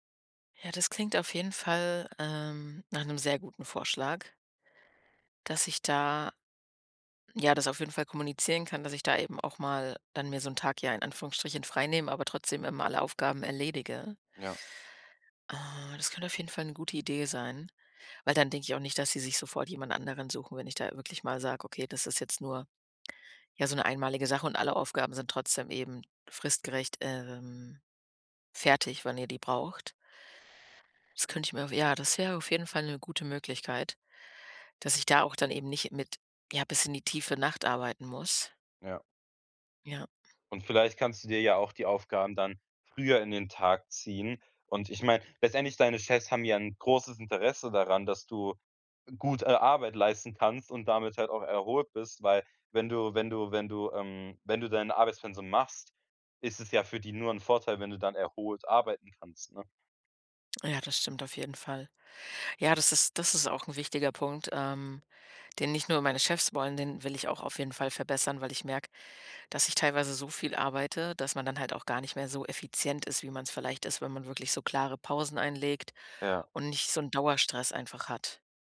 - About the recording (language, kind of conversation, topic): German, advice, Wie plane ich eine Reise stressfrei und ohne Zeitdruck?
- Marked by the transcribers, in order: none